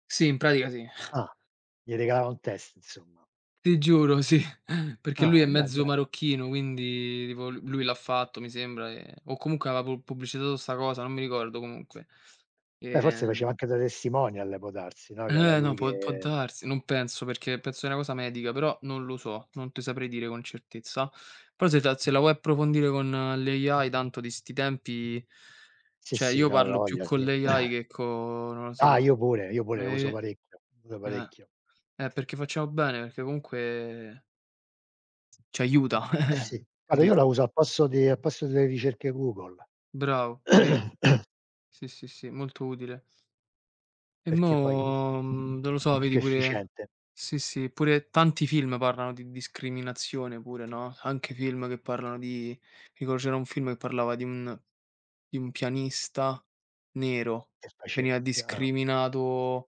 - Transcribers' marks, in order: snort; tapping; chuckle; in English: "l'AI"; chuckle; "cioè" said as "ceh"; in English: "l'AI"; other background noise; chuckle; throat clearing; unintelligible speech
- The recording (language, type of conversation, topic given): Italian, unstructured, Perché pensi che nella società ci siano ancora tante discriminazioni?